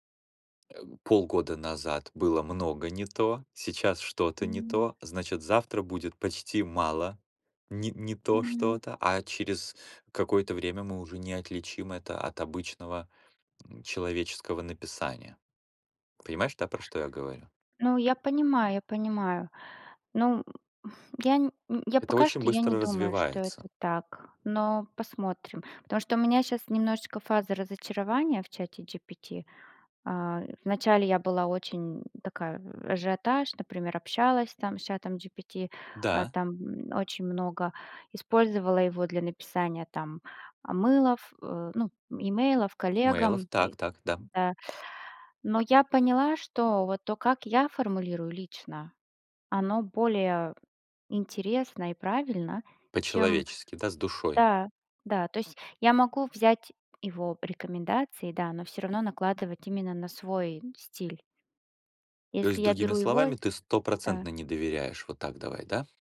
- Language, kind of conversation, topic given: Russian, unstructured, Что нового в технологиях тебя больше всего радует?
- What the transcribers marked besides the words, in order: tapping; other background noise